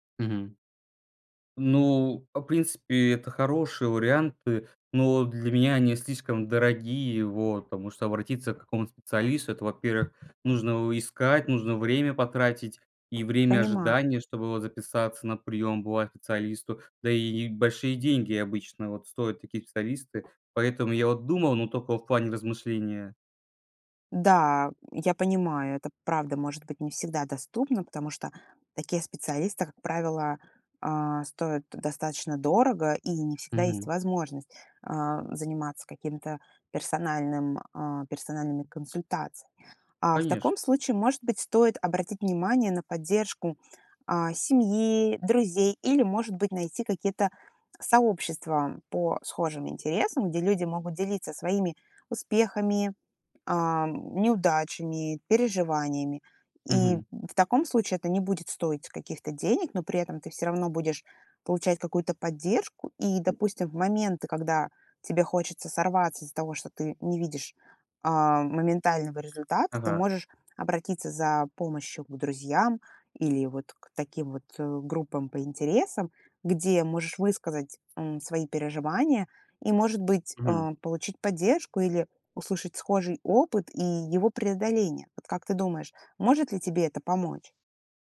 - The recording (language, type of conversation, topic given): Russian, advice, Как вы переживаете из-за своего веса и чего именно боитесь при мысли об изменениях в рационе?
- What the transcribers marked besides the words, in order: tapping; other background noise